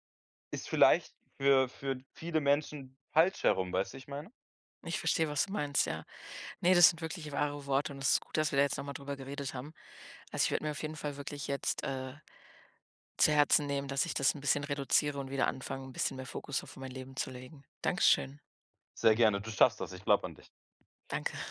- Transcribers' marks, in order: none
- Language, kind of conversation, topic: German, advice, Wie plane ich eine Reise stressfrei und ohne Zeitdruck?